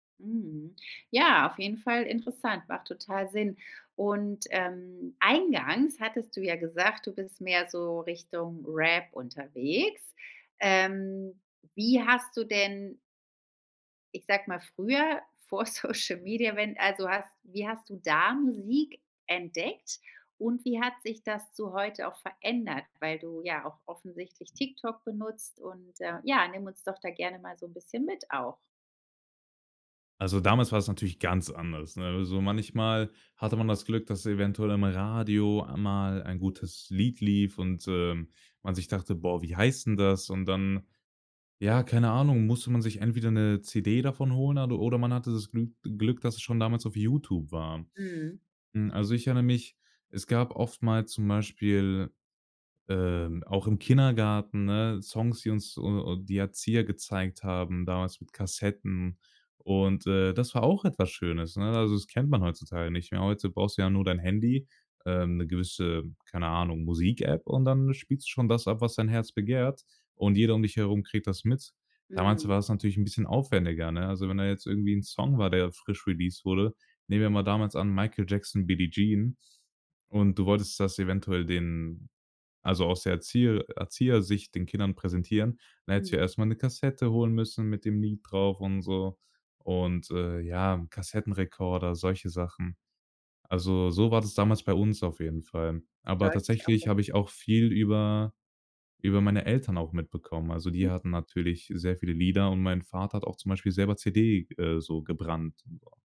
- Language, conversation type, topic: German, podcast, Wie haben soziale Medien die Art verändert, wie du neue Musik entdeckst?
- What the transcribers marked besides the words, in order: laughing while speaking: "Social Media"; stressed: "da"; put-on voice: "'ne Kassette holen müssen mit dem Lied drauf und so"; other noise